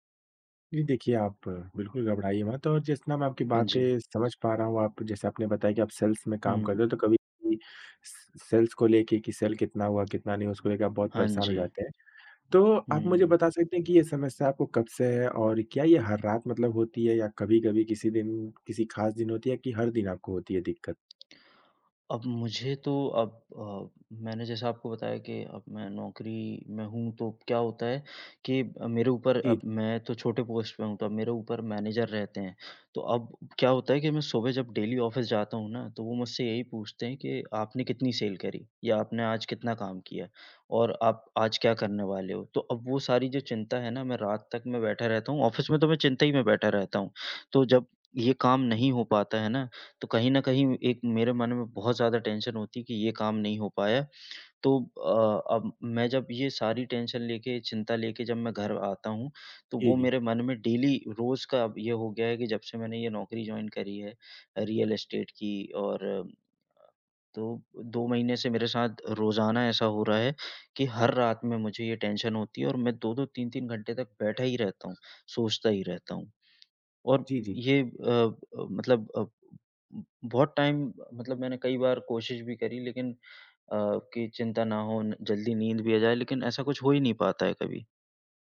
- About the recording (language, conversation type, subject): Hindi, advice, सोने से पहले चिंता और विचारों का लगातार दौड़ना
- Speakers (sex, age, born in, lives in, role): male, 25-29, India, India, advisor; male, 25-29, India, India, user
- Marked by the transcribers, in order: in English: "सेल्स"; in English: "स स सेल्स"; in English: "सेल"; tapping; in English: "पोस्ट"; in English: "डेली ऑफ़िस"; in English: "सेल"; in English: "ऑफ़िस"; in English: "टेंशन"; in English: "टेंशन"; in English: "डेली"; in English: "जॉइन"; in English: "टेंशन"; in English: "टाइम"